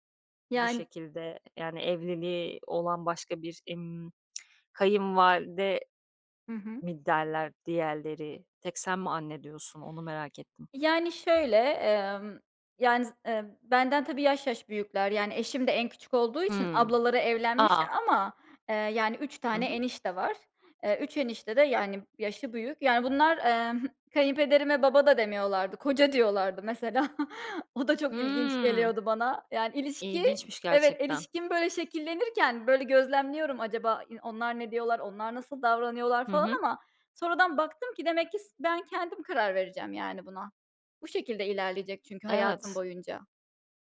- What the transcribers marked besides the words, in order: tsk; giggle; chuckle
- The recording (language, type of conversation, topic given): Turkish, podcast, Kayınvalideniz veya kayınpederinizle ilişkiniz zaman içinde nasıl şekillendi?